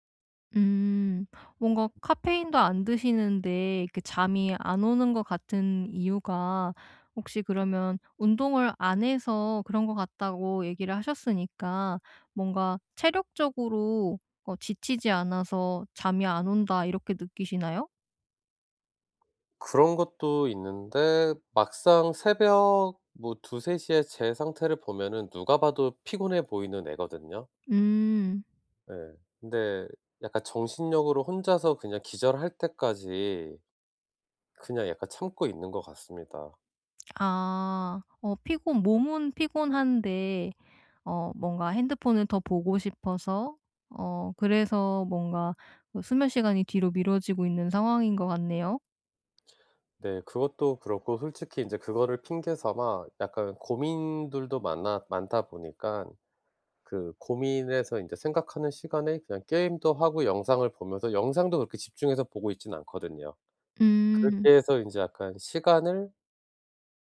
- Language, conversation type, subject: Korean, advice, 하루 일과에 맞춰 규칙적인 수면 습관을 어떻게 시작하면 좋을까요?
- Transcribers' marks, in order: other background noise